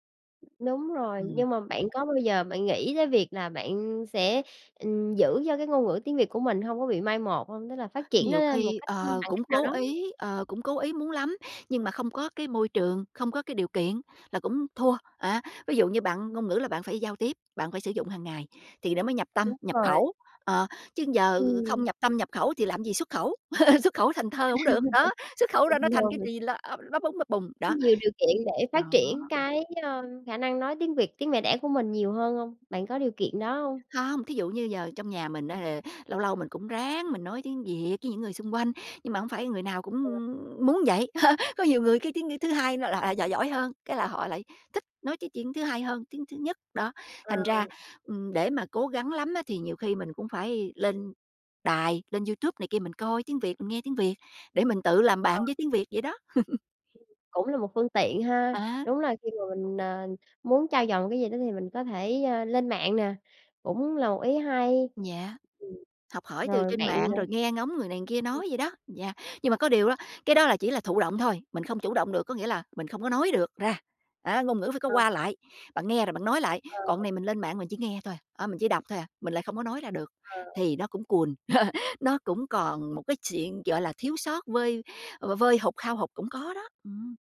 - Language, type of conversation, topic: Vietnamese, podcast, Việc nói nhiều ngôn ngữ ảnh hưởng đến bạn như thế nào?
- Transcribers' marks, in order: tapping; other noise; other background noise; chuckle; unintelligible speech; chuckle; chuckle; unintelligible speech; chuckle